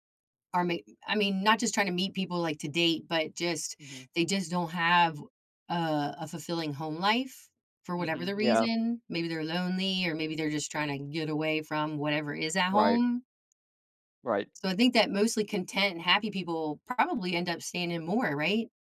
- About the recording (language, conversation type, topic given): English, unstructured, What factors influence your choice between spending a night out or relaxing at home?
- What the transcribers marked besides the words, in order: tapping